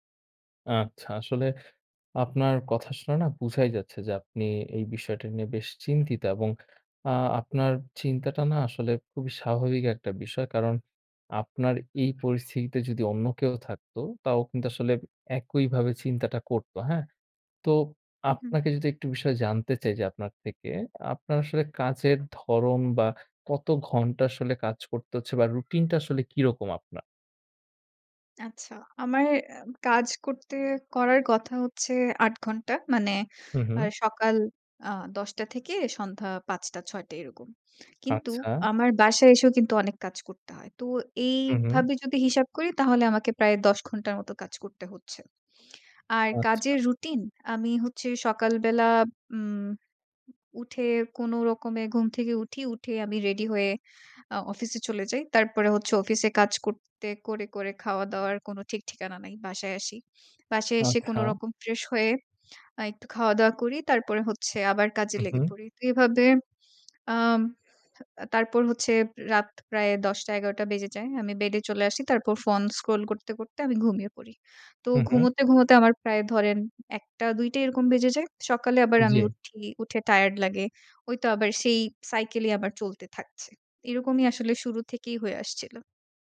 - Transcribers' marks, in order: in English: "phone scroll"; in English: "cycle"
- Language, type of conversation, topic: Bengali, advice, পরিবার ও কাজের ভারসাম্য নষ্ট হওয়ার ফলে আপনার মানসিক চাপ কীভাবে বেড়েছে?